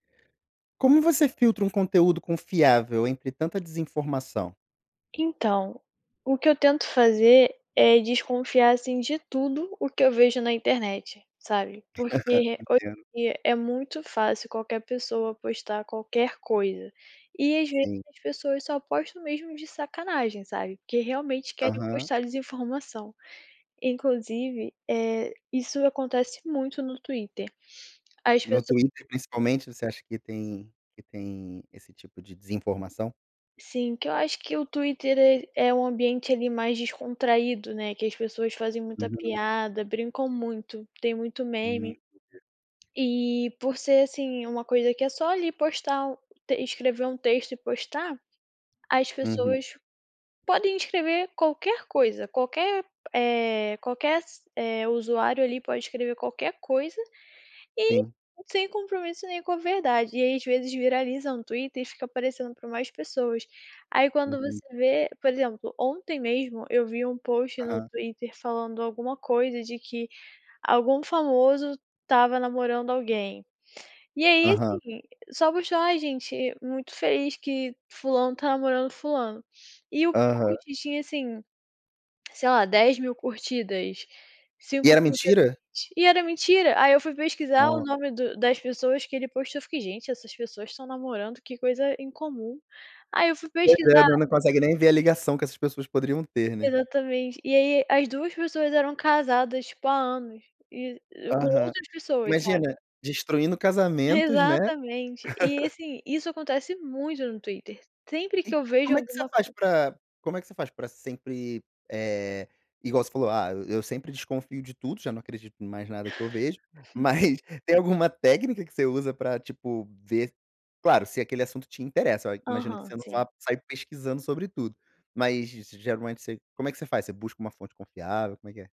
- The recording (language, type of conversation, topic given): Portuguese, podcast, Como filtrar conteúdo confiável em meio a tanta desinformação?
- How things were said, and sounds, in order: laugh; other noise; laugh; chuckle